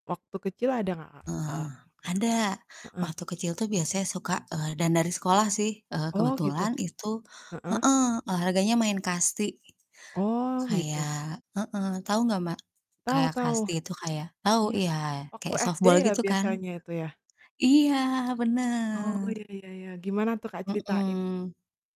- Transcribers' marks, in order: tapping; other background noise; in English: "softball"; distorted speech
- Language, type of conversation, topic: Indonesian, unstructured, Apa olahraga favoritmu saat kamu masih kecil?